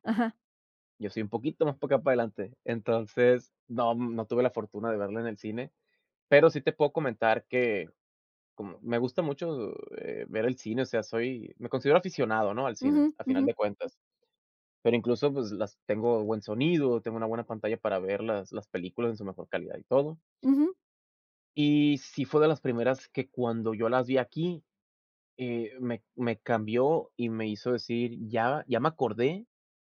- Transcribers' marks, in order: none
- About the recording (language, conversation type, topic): Spanish, podcast, ¿Cuál es una película que te marcó y qué la hace especial?